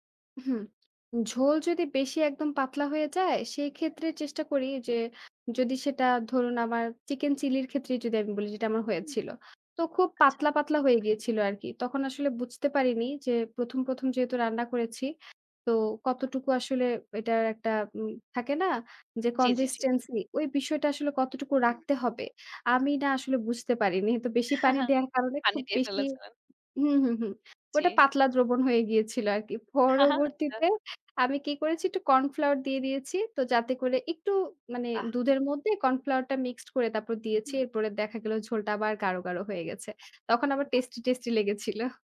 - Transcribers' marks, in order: tapping; in English: "chicken chili"; in English: "কঞ্জিস্টেন্সি"; "consistency" said as "কঞ্জিস্টেন্সি"; chuckle; chuckle; in English: "mixed"; other background noise
- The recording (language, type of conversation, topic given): Bengali, podcast, রান্নায় ভুল হলে আপনি কীভাবে সেটা ঠিক করেন?